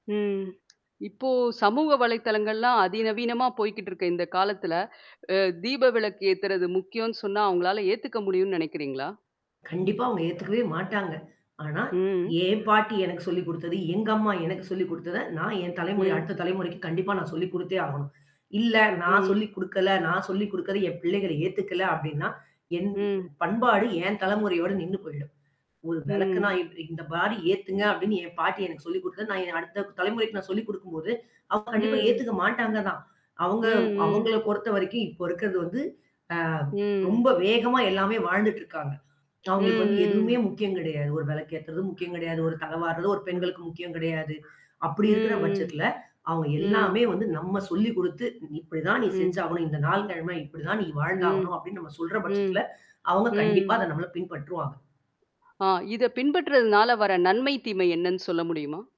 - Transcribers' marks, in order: other noise; static; drawn out: "ம்"; bird; other background noise; tapping; distorted speech
- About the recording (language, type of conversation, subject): Tamil, podcast, புதிய தலைமுறைக்கு நமது பண்பாட்டை மீண்டும் எவ்வாறு கொண்டு செல்ல முடியும்?